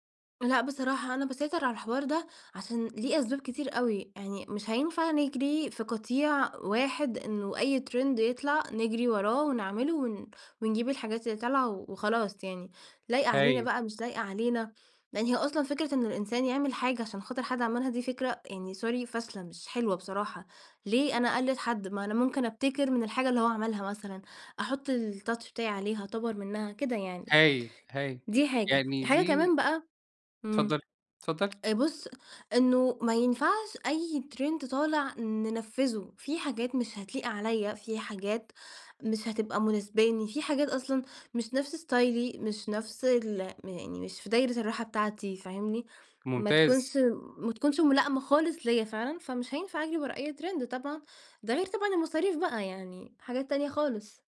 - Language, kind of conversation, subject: Arabic, podcast, إيه نصيحتك للي عايز يغيّر ستايله بس خايف يجرّب؟
- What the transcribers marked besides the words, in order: in English: "ترند"; in English: "sorry"; in English: "الtouch"; in English: "ترند"; in English: "ستايلي"; in English: "ترند"